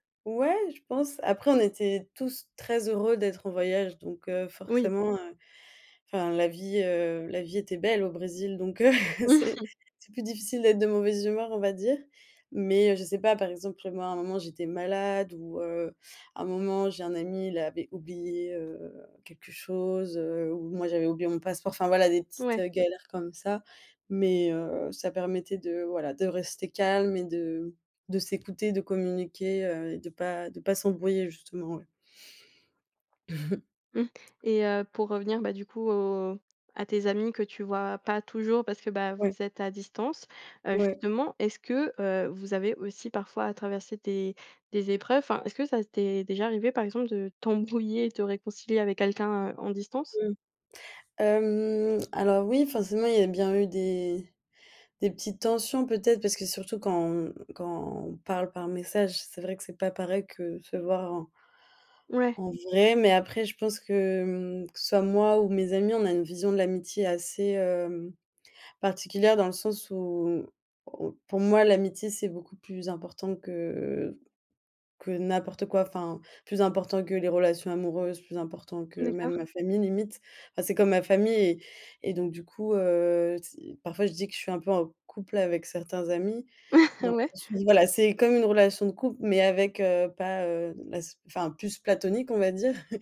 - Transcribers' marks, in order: stressed: "très heureux"; other background noise; chuckle; laughing while speaking: "Mmh mh"; tapping; chuckle; chuckle; chuckle
- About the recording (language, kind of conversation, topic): French, podcast, Comment gardes-tu le contact avec des amis qui habitent loin ?